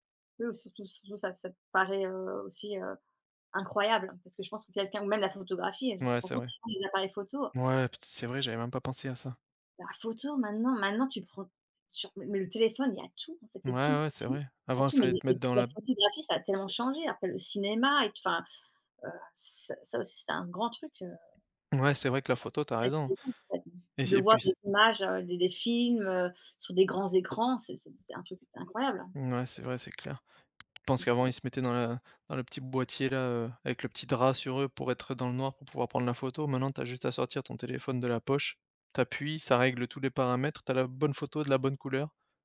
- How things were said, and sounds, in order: unintelligible speech; unintelligible speech; other background noise; tapping
- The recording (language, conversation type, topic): French, unstructured, Quelle invention historique vous semble la plus importante aujourd’hui ?
- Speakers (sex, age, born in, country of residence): female, 40-44, France, Ireland; male, 30-34, France, Romania